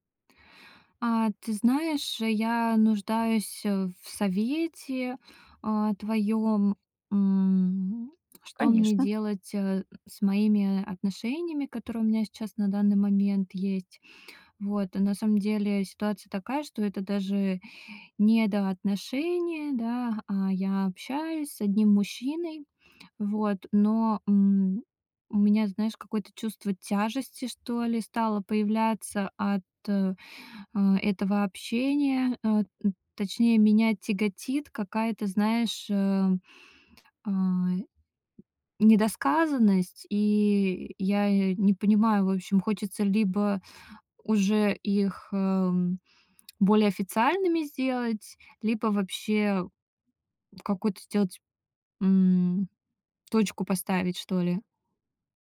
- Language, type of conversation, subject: Russian, advice, Как мне решить, стоит ли расстаться или взять перерыв в отношениях?
- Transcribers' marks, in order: none